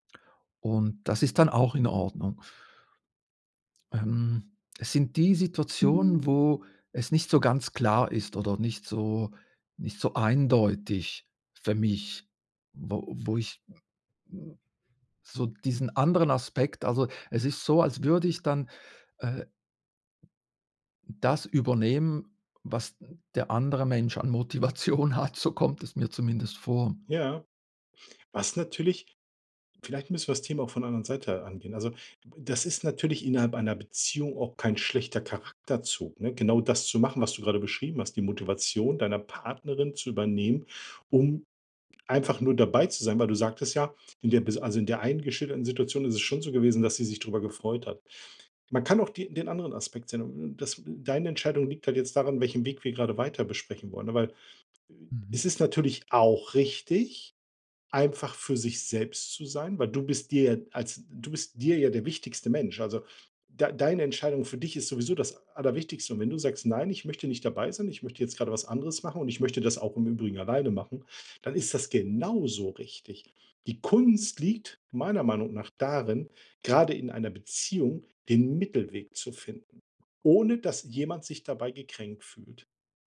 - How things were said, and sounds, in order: other background noise; laughing while speaking: "Motivation hat"; stressed: "auch"; stressed: "genauso"
- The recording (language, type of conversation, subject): German, advice, Wie kann ich innere Motivation finden, statt mich nur von äußeren Anreizen leiten zu lassen?